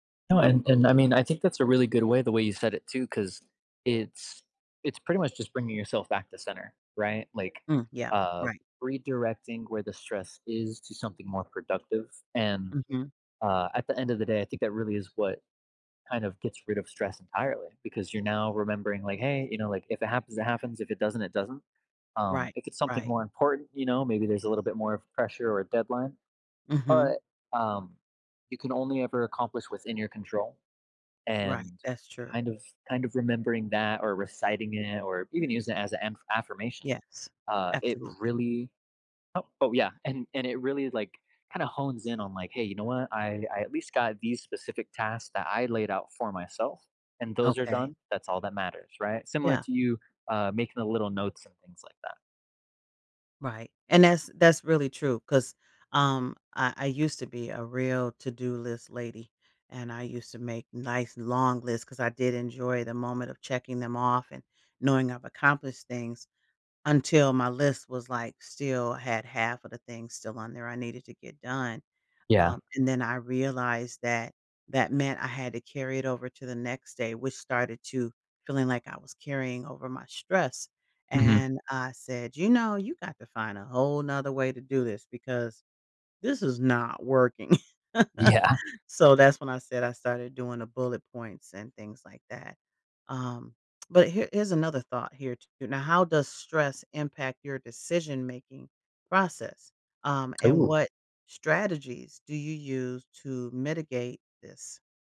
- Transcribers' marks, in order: other background noise; "other" said as "nother"; laughing while speaking: "Yeah"; chuckle
- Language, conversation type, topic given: English, unstructured, How would you like to get better at managing stress?